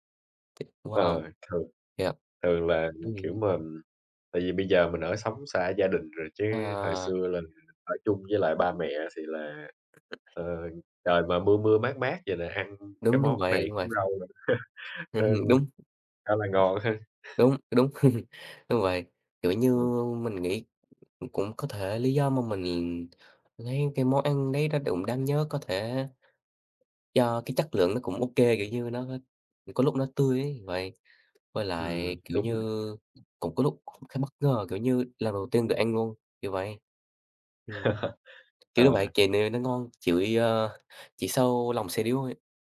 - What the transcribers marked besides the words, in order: tapping; other background noise; chuckle; chuckle; chuckle
- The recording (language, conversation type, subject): Vietnamese, unstructured, Món ăn nào khiến bạn nhớ về tuổi thơ nhất?